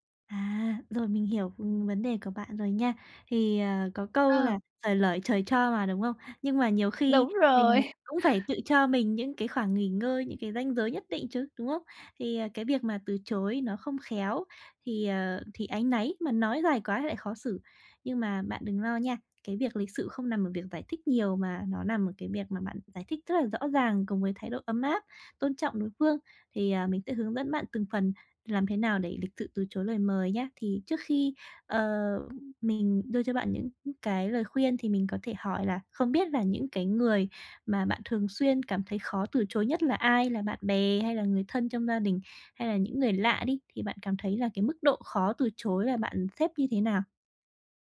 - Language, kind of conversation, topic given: Vietnamese, advice, Làm thế nào để lịch sự từ chối lời mời?
- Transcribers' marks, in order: chuckle; tapping